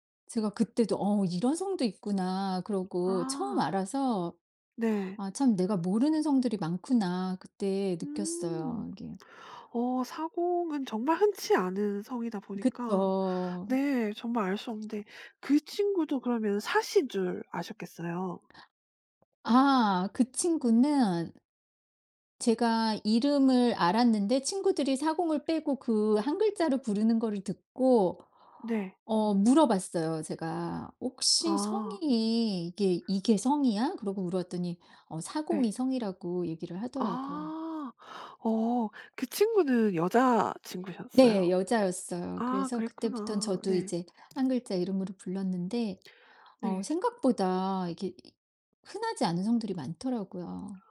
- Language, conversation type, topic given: Korean, podcast, 이름이나 성씨에 얽힌 이야기가 있으신가요?
- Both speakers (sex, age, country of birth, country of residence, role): female, 40-44, South Korea, South Korea, host; female, 50-54, South Korea, United States, guest
- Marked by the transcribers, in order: tapping; other background noise